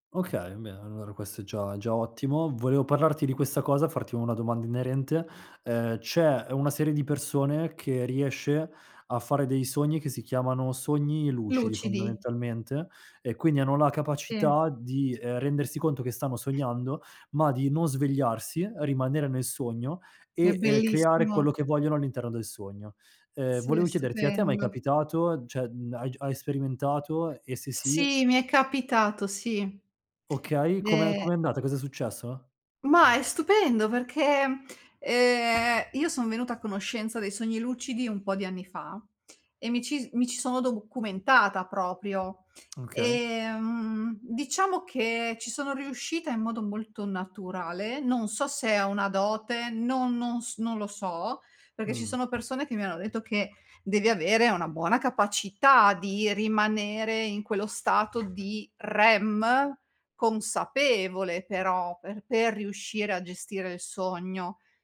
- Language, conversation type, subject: Italian, podcast, Che ruolo ha il sonno nel tuo equilibrio mentale?
- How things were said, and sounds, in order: other background noise; tapping